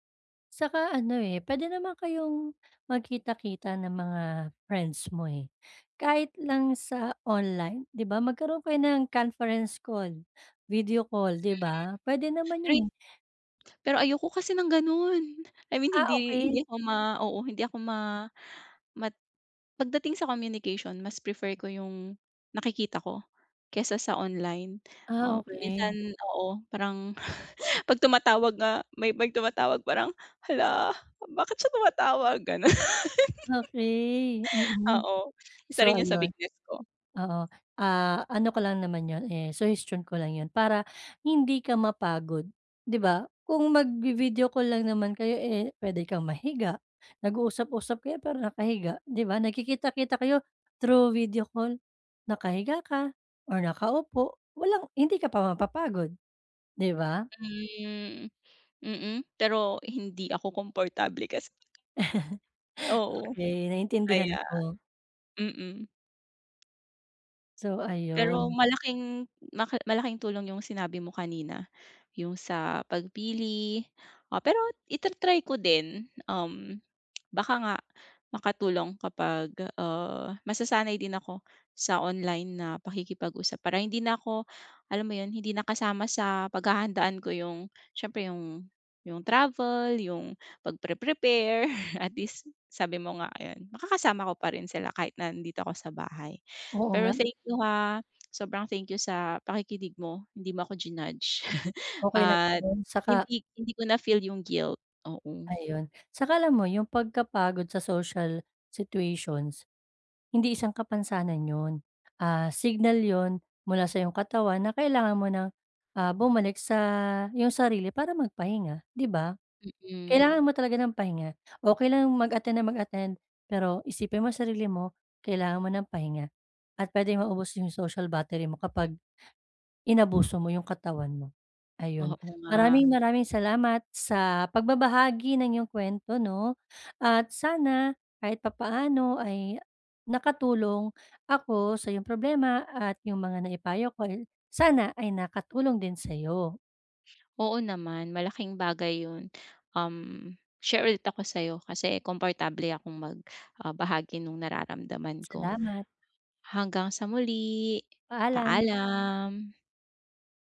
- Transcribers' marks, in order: tapping; other background noise; chuckle; laughing while speaking: "Ganon"; chuckle; chuckle; chuckle; in English: "social situations"
- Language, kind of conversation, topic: Filipino, advice, Bakit ako laging pagod o nabibigatan sa mga pakikisalamuha sa ibang tao?